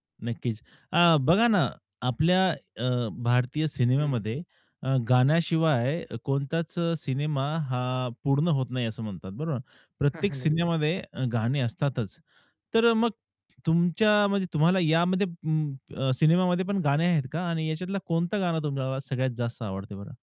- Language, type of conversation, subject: Marathi, podcast, तुझ्या आवडत्या सिनेमाबद्दल थोडक्यात सांगशील का?
- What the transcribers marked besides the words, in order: laughing while speaking: "हां, हां"; tapping